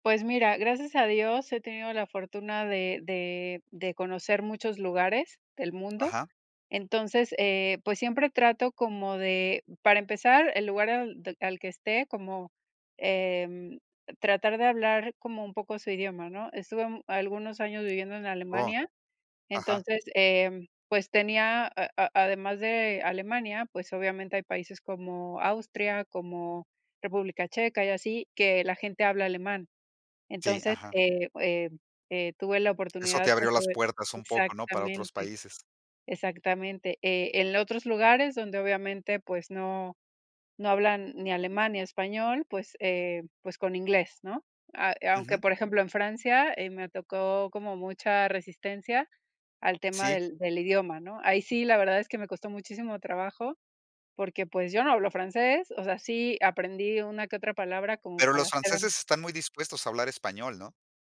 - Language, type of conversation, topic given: Spanish, podcast, ¿Cómo conectas con gente del lugar cuando viajas?
- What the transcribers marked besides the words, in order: none